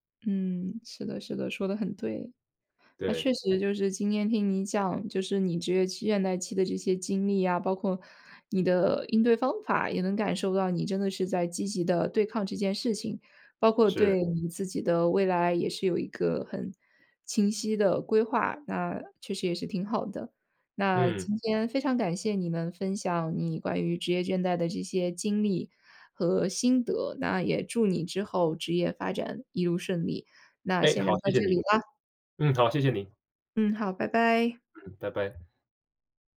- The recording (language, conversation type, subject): Chinese, podcast, 你有过职业倦怠的经历吗？
- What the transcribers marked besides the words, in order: joyful: "这里啦"; joyful: "拜拜"; other background noise